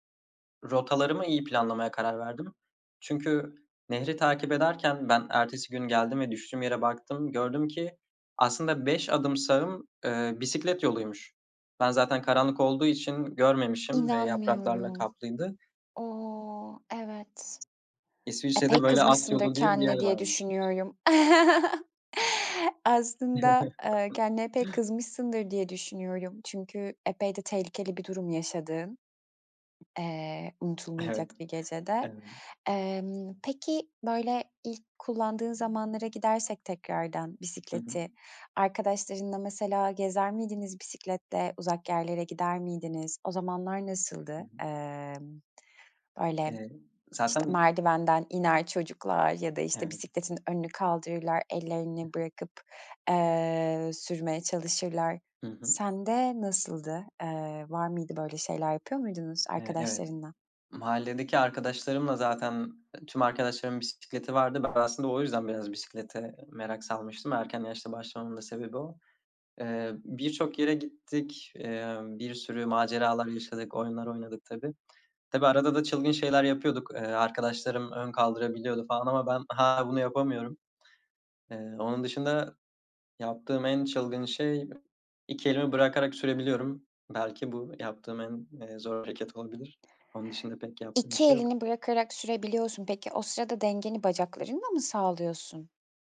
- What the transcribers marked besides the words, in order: other background noise; chuckle; chuckle; other noise; unintelligible speech
- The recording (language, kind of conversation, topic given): Turkish, podcast, Bisiklet sürmeyi nasıl öğrendin, hatırlıyor musun?